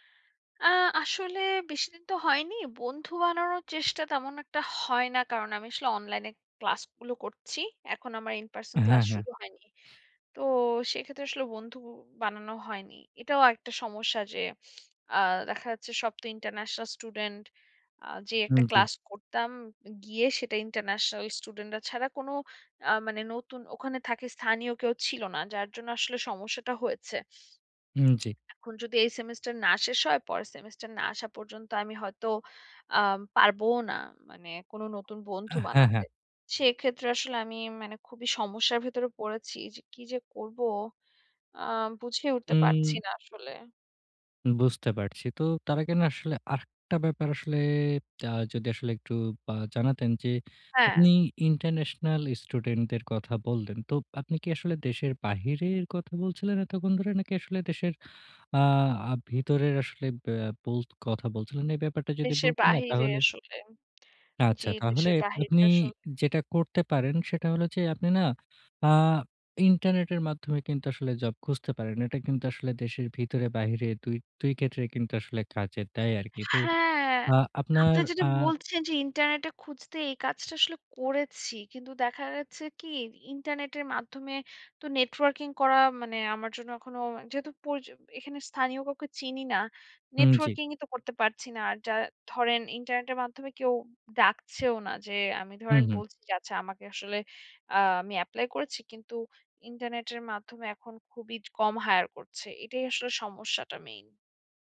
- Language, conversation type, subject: Bengali, advice, নতুন জায়গায় কীভাবে স্থানীয় সহায়তা-সমর্থনের নেটওয়ার্ক গড়ে তুলতে পারি?
- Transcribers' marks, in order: in English: "in-person"; snort; lip smack; "স্টুডেন্টদের" said as "ইস্টুডেন্টদের"; drawn out: "হ্যাঁ"